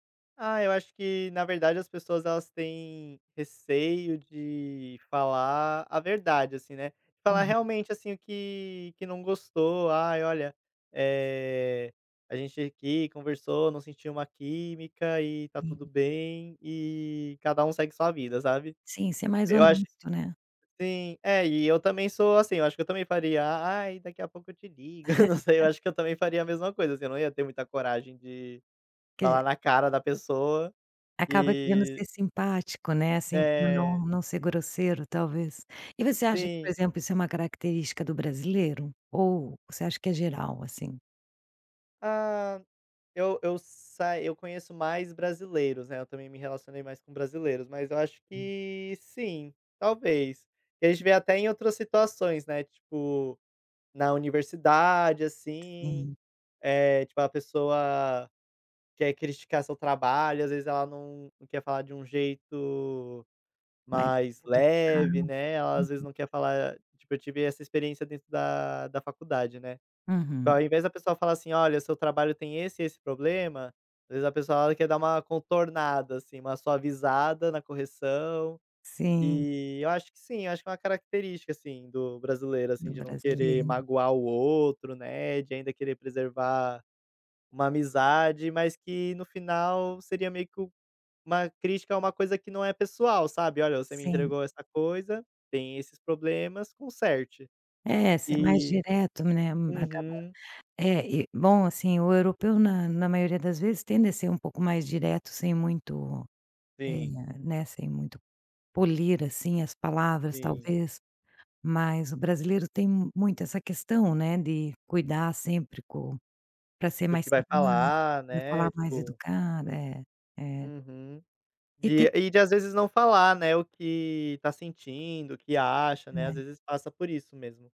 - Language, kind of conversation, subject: Portuguese, podcast, Como diferenciar, pela linguagem corporal, nervosismo de desinteresse?
- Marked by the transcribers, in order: tapping; laugh; unintelligible speech